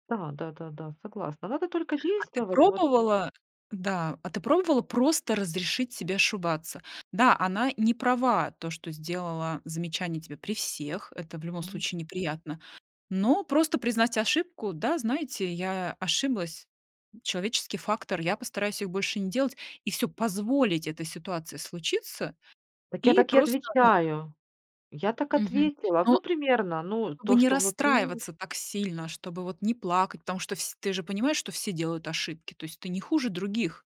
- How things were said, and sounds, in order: stressed: "при всех"
- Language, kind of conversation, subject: Russian, podcast, Какие страхи чаще всего мешают вам свободно выражать свои мысли?